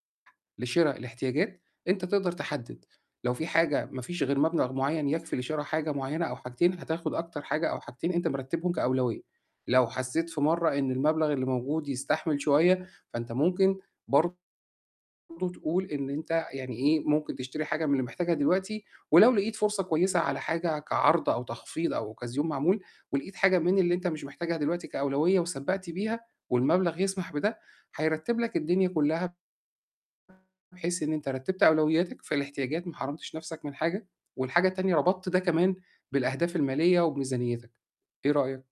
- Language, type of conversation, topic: Arabic, advice, إزاي أفرق بين الاحتياج والرغبة قبل ما أشتري أي حاجة؟
- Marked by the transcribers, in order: tapping; distorted speech